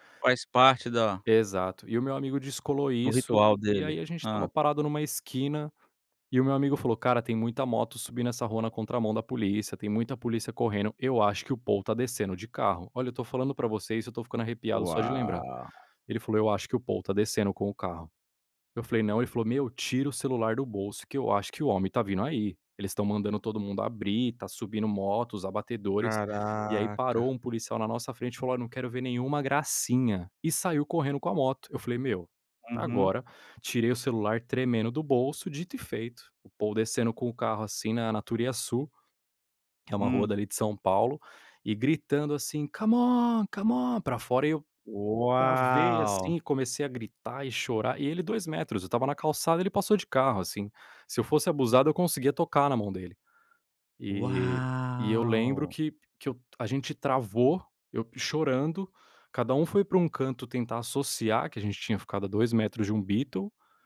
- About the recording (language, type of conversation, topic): Portuguese, podcast, Você costuma se sentir parte de uma tribo musical? Como é essa experiência?
- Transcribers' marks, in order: in English: "C'mon, c'mon!"